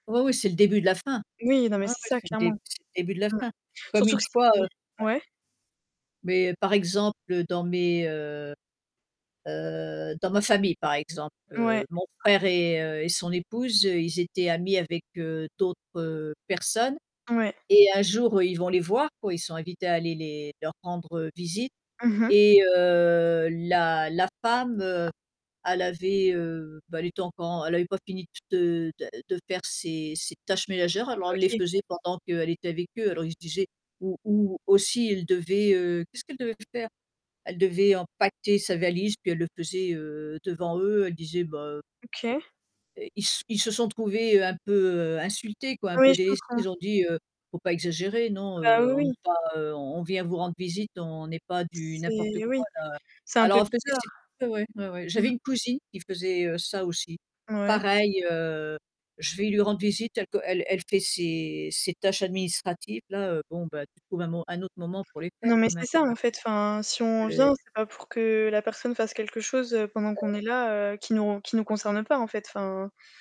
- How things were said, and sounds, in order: static; distorted speech; tapping; other background noise; unintelligible speech
- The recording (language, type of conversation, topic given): French, unstructured, Qu’est-ce que tu trouves important dans une amitié durable ?
- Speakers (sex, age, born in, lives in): female, 20-24, France, France; female, 65-69, France, United States